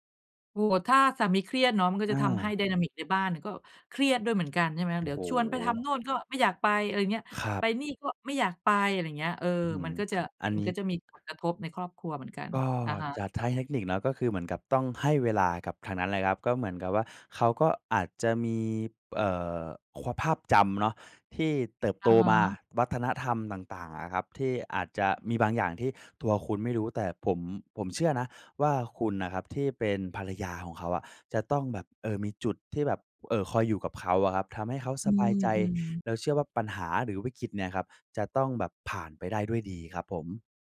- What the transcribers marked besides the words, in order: in English: "ไดนามิก"; tsk
- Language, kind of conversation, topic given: Thai, advice, เราจะปรับตัวในช่วงความไม่แน่นอนและเปลี่ยนการสูญเสียให้เป็นโอกาสได้อย่างไร?